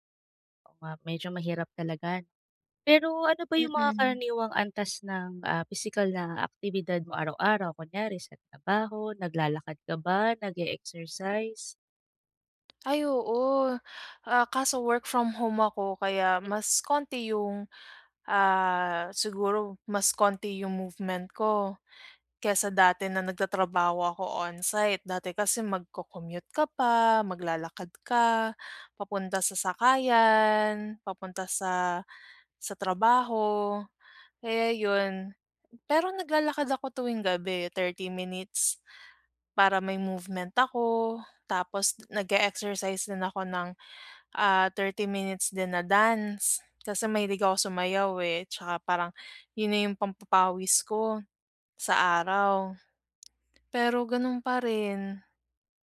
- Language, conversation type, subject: Filipino, advice, Bakit hindi bumababa ang timbang ko kahit sinusubukan kong kumain nang masustansiya?
- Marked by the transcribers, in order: none